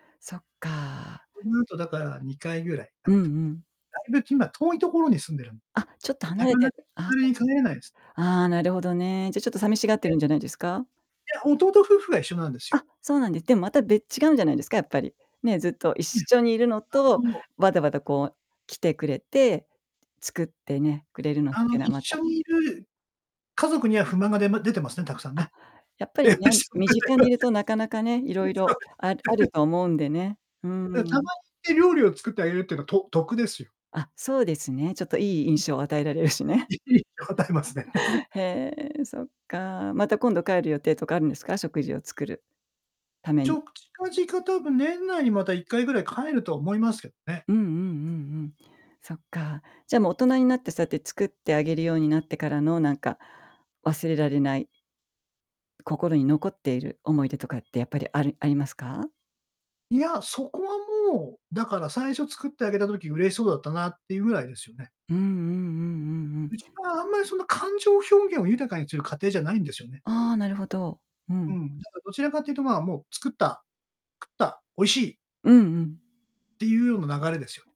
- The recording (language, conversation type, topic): Japanese, podcast, 忘れられない食事や味の思い出はありますか？
- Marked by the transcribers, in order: distorted speech; unintelligible speech; laughing while speaking: "そうですね"; giggle; other background noise; laughing while speaking: "いい、答えますね"; laughing while speaking: "るしね"; giggle; chuckle; static